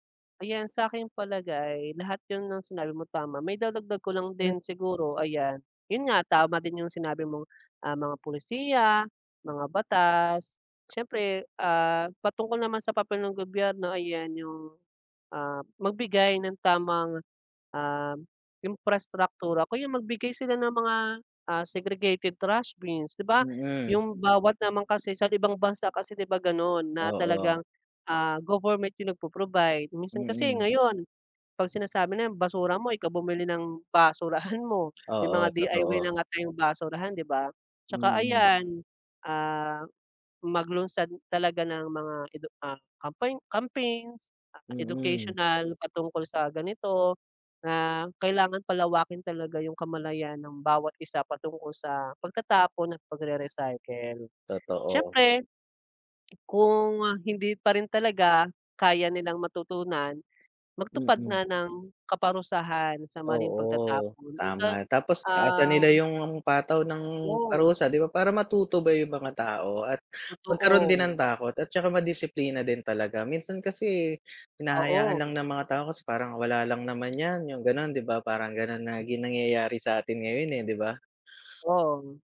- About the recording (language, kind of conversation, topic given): Filipino, unstructured, Paano mo nakikita ang epekto ng basura sa ating kapaligiran?
- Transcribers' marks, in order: tapping